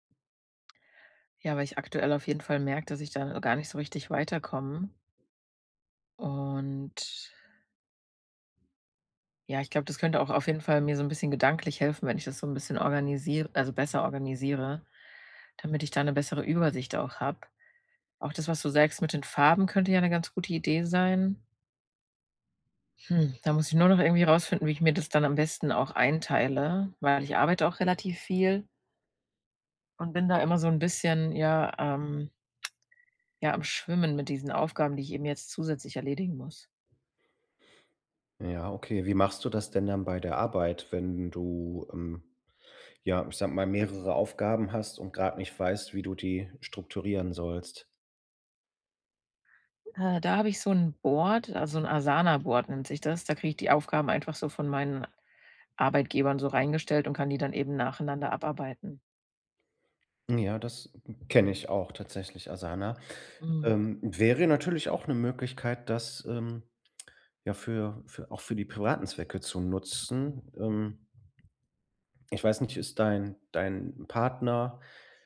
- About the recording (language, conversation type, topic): German, advice, Wie kann ich Dringendes von Wichtigem unterscheiden, wenn ich meine Aufgaben plane?
- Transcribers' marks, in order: tapping; other background noise; tsk